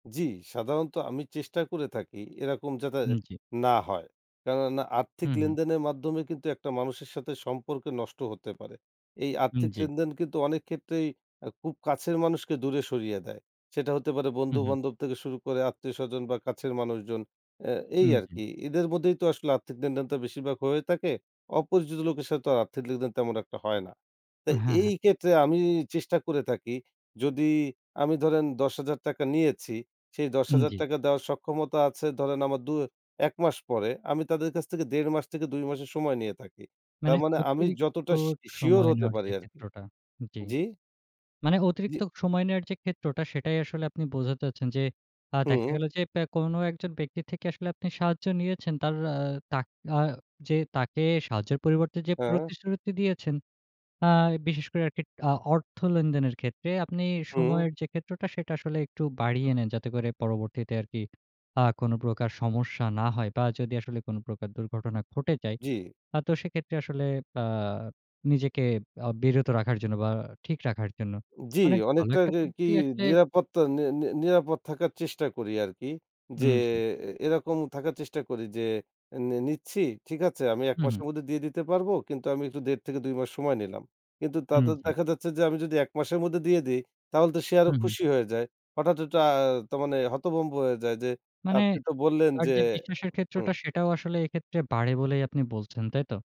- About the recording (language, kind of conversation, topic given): Bengali, podcast, প্রতিশ্রুতি দেওয়ার পর আপনি কীভাবে মানুষকে বিশ্বাস করাবেন যে আপনি তা অবশ্যই রাখবেন?
- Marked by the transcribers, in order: none